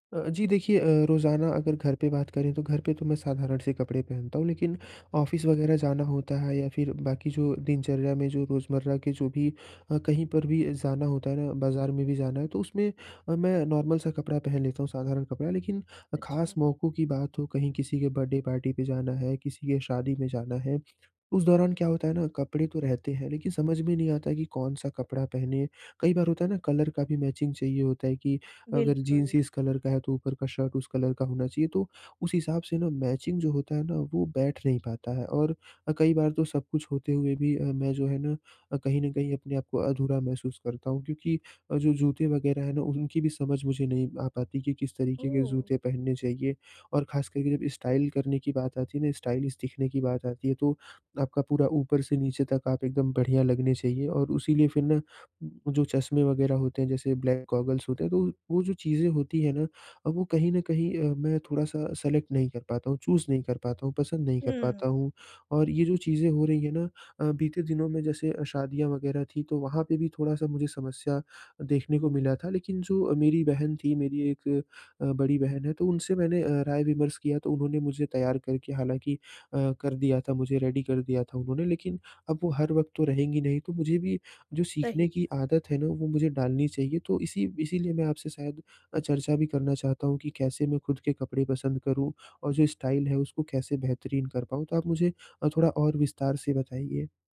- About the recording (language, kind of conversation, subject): Hindi, advice, कपड़े और स्टाइल चुनने में समस्या
- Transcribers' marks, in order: in English: "ऑफिस"; in English: "नॉर्मल"; in English: "बर्थडे पार्टी"; in English: "कलर"; in English: "मैचिंग"; in English: "कलर"; in English: "कलर"; in English: "मैचिंग"; in English: "स्टाइल"; in English: "स्टाइलिश"; in English: "ब्लैक गॉगल्स"; in English: "सेलेक्ट"; in English: "चूज़"; in English: "रेडी"; in English: "स्टाइल"